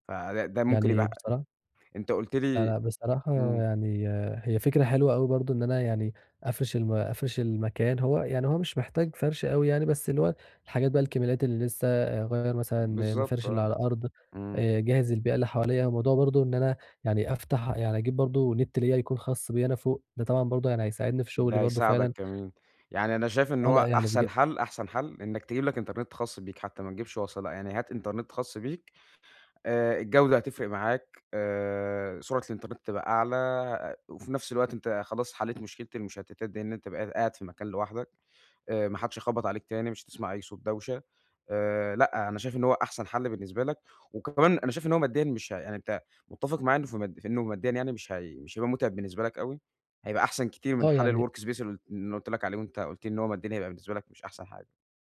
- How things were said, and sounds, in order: tapping; in English: "الwork space"
- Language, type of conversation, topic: Arabic, advice, إزاي أجهّز مساحة شغلي عشان تبقى خالية من المشتتات؟